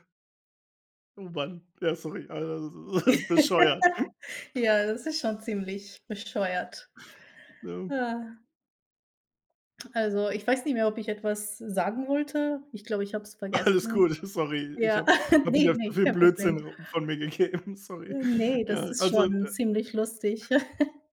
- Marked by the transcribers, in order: laugh; laughing while speaking: "das"; other noise; laughing while speaking: "Alles gut"; chuckle; laughing while speaking: "gegeben"; chuckle
- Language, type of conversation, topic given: German, unstructured, Wie gehst du damit um, wenn dich jemand beleidigt?